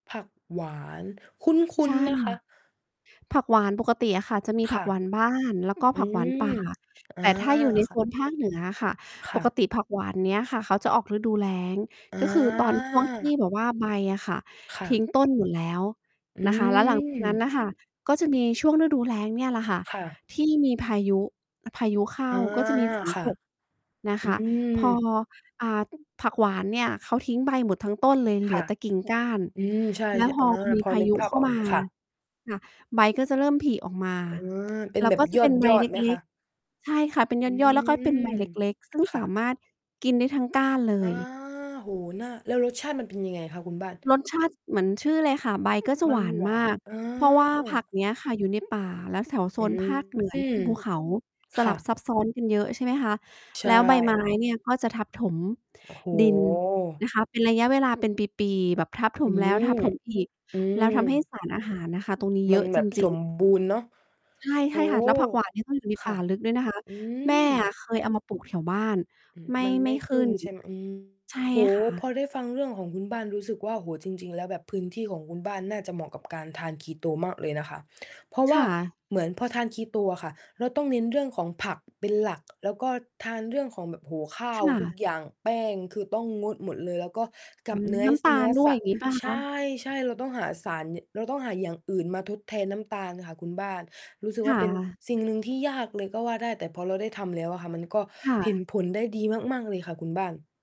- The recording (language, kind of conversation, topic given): Thai, unstructured, คุณคิดว่าการออกกำลังกายช่วยให้สุขภาพดีขึ้นอย่างไร?
- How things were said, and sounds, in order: distorted speech; drawn out: "อา"; tapping; other noise; "แถว" said as "แสว"; stressed: "ยาก"